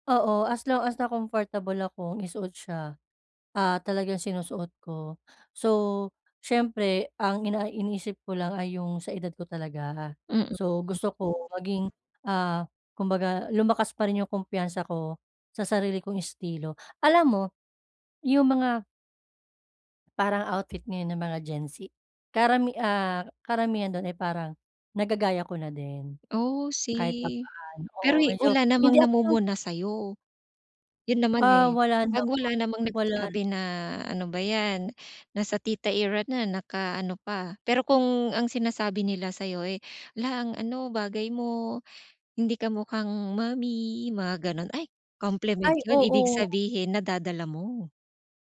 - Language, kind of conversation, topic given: Filipino, advice, Paano ko mapapalakas ang kumpiyansa ko sa sarili kong estilo?
- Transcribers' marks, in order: other background noise; tapping